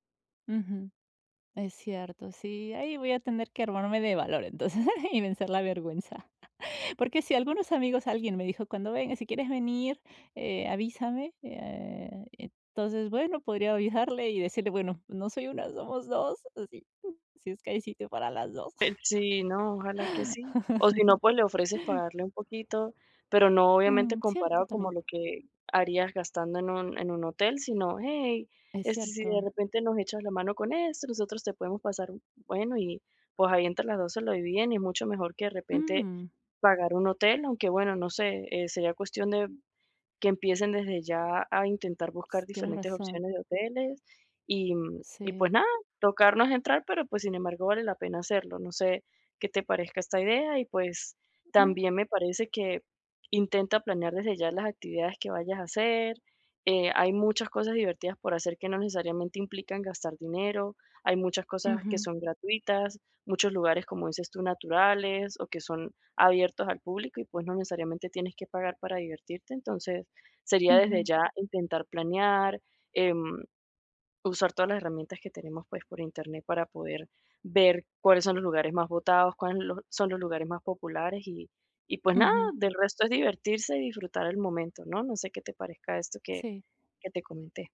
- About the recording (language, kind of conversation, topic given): Spanish, advice, ¿Cómo puedo disfrutar de unas vacaciones con un presupuesto limitado sin sentir que me pierdo algo?
- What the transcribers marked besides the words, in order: giggle; chuckle; put-on voice: "somos dos"; chuckle